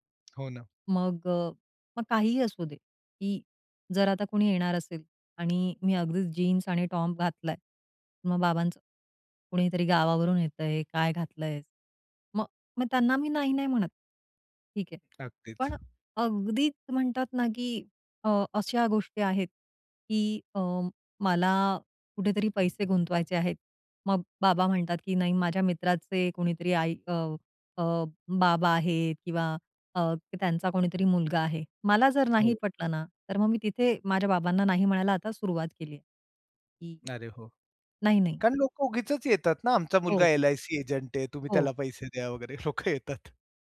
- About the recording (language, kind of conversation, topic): Marathi, podcast, नकार म्हणताना तुम्हाला कसं वाटतं आणि तुम्ही तो कसा देता?
- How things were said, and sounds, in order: tapping; other background noise; laughing while speaking: "लोकं येतात"